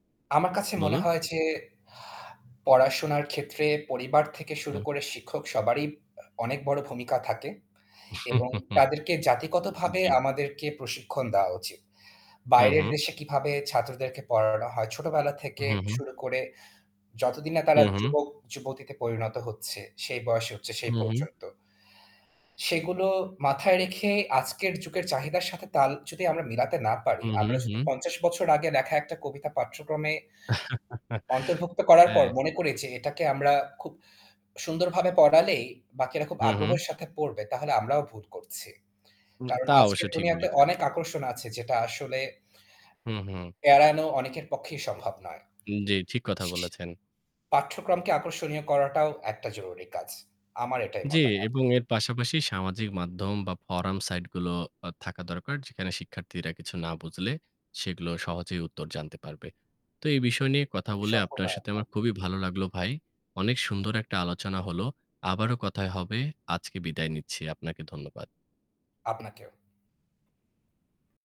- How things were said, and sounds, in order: gasp; chuckle; distorted speech; laugh; other background noise; static
- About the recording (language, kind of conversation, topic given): Bengali, unstructured, কেন অনেক শিক্ষার্থী পড়াশোনায় আগ্রহ হারিয়ে ফেলে?